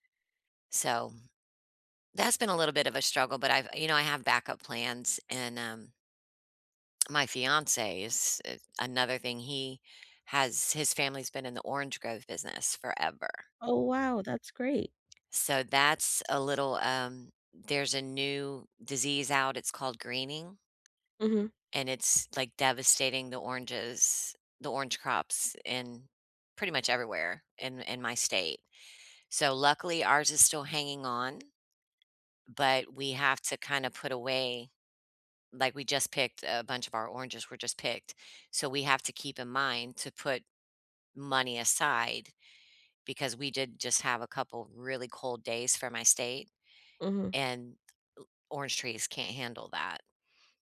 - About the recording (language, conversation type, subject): English, unstructured, How do you deal with the fear of losing your job?
- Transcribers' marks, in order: tapping